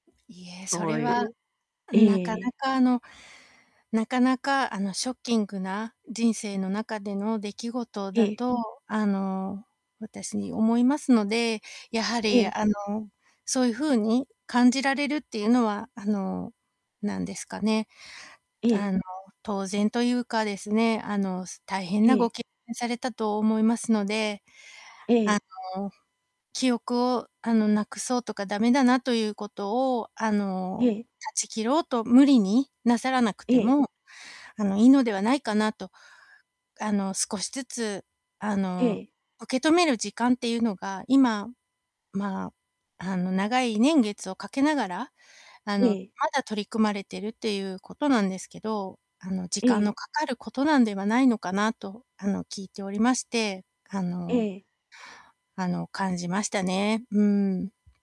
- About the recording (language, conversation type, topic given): Japanese, advice, 後悔から立ち直る方法
- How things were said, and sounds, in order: mechanical hum; distorted speech; static